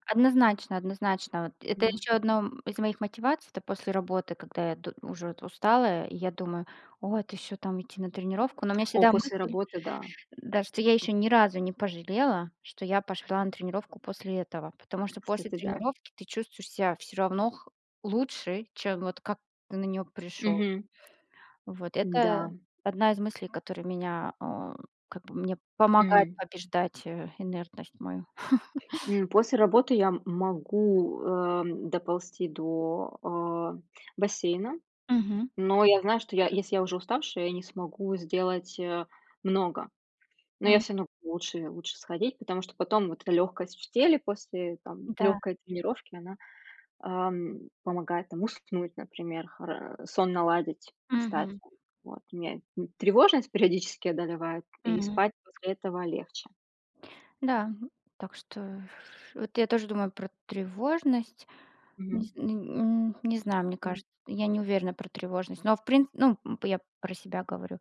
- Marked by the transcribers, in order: tapping; chuckle
- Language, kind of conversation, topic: Russian, unstructured, Как спорт влияет на твоё настроение каждый день?